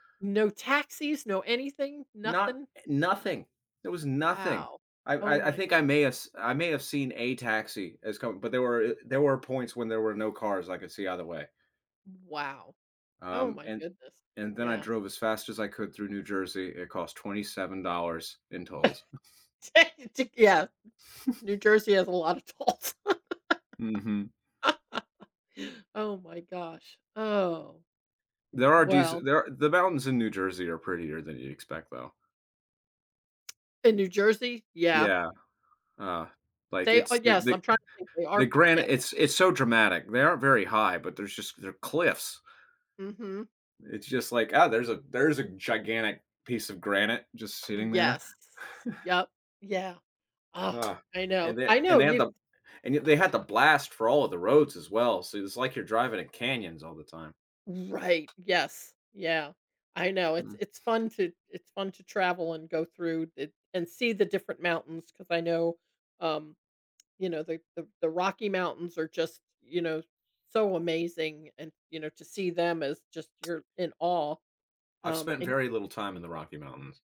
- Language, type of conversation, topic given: English, unstructured, What factors influence your choice of vacation destination?
- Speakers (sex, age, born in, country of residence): female, 60-64, United States, United States; male, 30-34, United States, United States
- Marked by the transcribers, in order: gasp; laugh; laughing while speaking: "Ta t"; chuckle; laughing while speaking: "tolls"; laugh; other background noise; chuckle; tapping